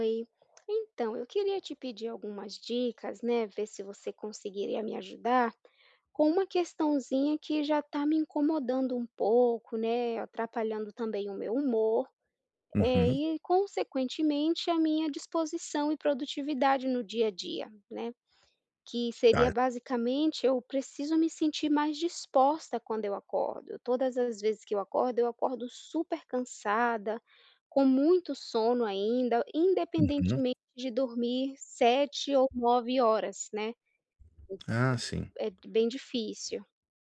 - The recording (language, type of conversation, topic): Portuguese, advice, Como posso me sentir mais disposto ao acordar todas as manhãs?
- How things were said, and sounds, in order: none